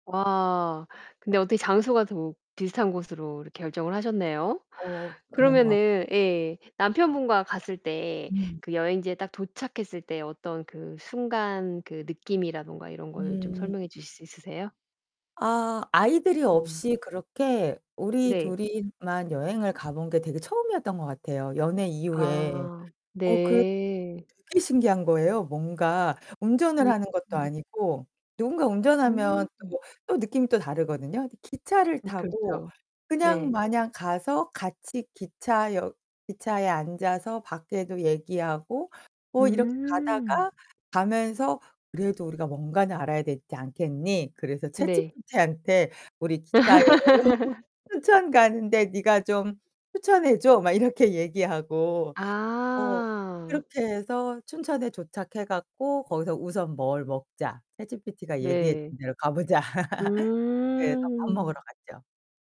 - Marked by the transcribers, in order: static; other background noise; tapping; distorted speech; laugh; laugh
- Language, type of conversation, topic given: Korean, podcast, 계획 없이 떠난 즉흥 여행 이야기를 들려주실 수 있나요?